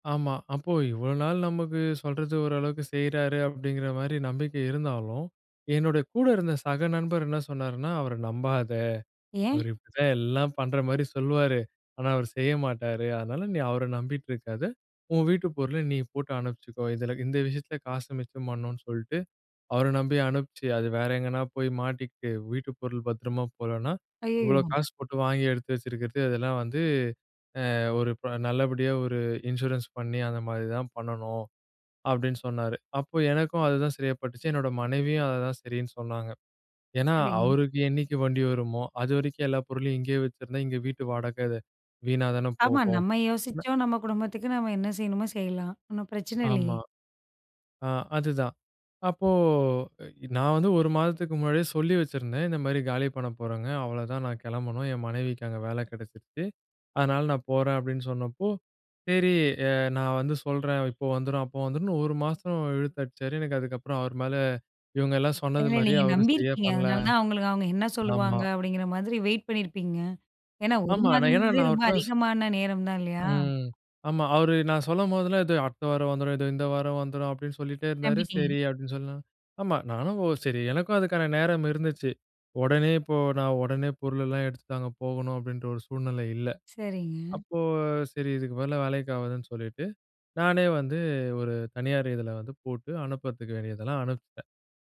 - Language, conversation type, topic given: Tamil, podcast, நண்பர் மீது வைத்த நம்பிக்கை குலைந்தபோது நீங்கள் என்ன செய்தீர்கள்?
- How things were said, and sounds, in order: other background noise; in English: "இன்சூரன்ஸ்"; other noise; in English: "வெயிட்"